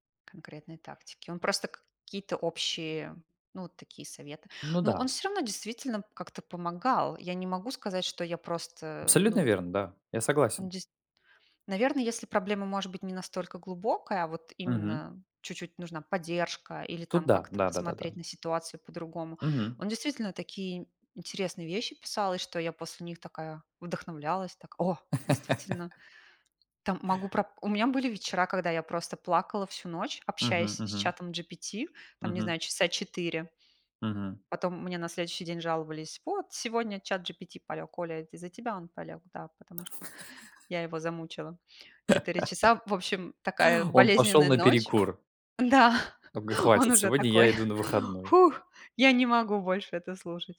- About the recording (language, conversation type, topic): Russian, unstructured, Почему многие люди боятся обращаться к психологам?
- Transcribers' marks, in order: other background noise; tapping; chuckle; surprised: "О, действительно!"; put-on voice: "Вот, сегодня СhatGPT полег. Оля, это из-за тебя он полег"; laugh; laugh; laughing while speaking: "Да"